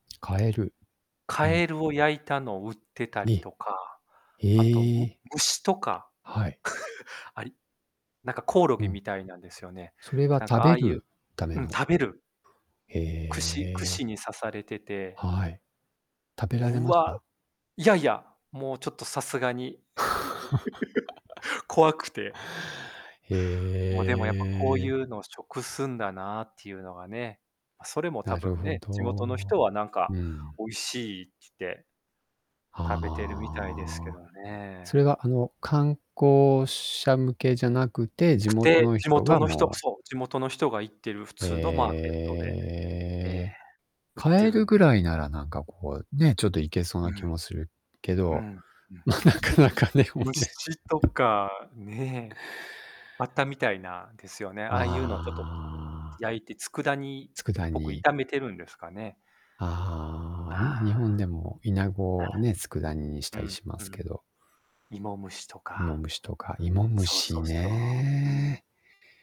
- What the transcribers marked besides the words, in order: distorted speech; static; laugh; other background noise; laugh; drawn out: "へえ"; drawn out: "ああ"; drawn out: "へえ"; laughing while speaking: "ま、なかなかでもね"; tapping; drawn out: "ああ"; drawn out: "ああ"
- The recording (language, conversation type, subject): Japanese, unstructured, 次に行ってみたい旅行先はどこですか？
- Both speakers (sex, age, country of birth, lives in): male, 40-44, Japan, Japan; male, 50-54, Japan, Japan